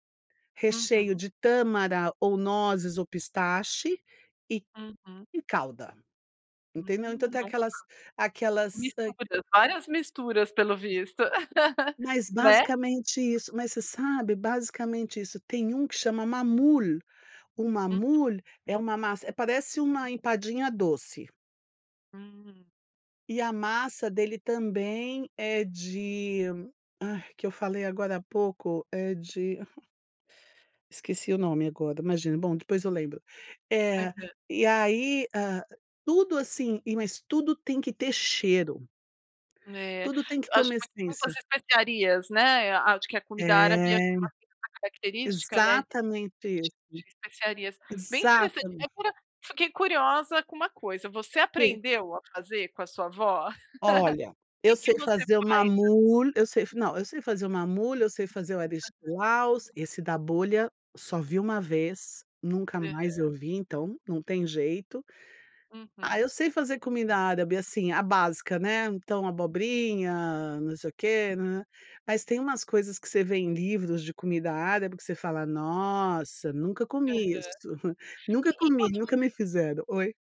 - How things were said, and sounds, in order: other noise; laugh; in Arabic: "maamoul"; in Arabic: "maamoul"; tapping; laugh; in Arabic: "maamoul"; in Arabic: "maamoul"
- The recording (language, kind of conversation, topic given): Portuguese, podcast, Que comida da sua infância te traz lembranças imediatas?